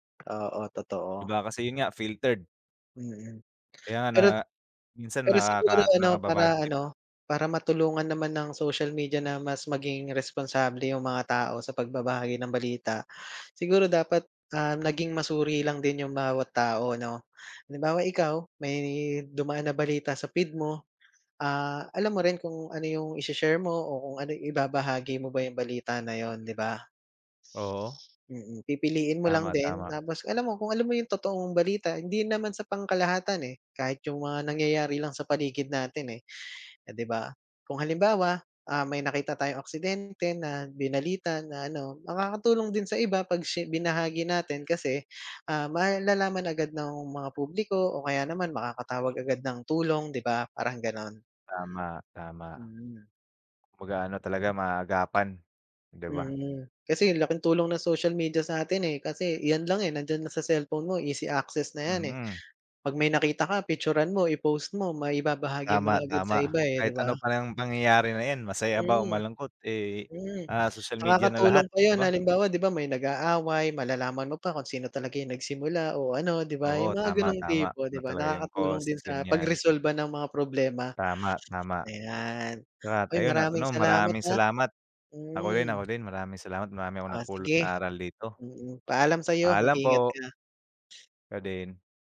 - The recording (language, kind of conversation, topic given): Filipino, unstructured, Ano ang palagay mo sa epekto ng midyang panlipunan sa balita?
- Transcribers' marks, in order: in English: "filtered"; other background noise; tapping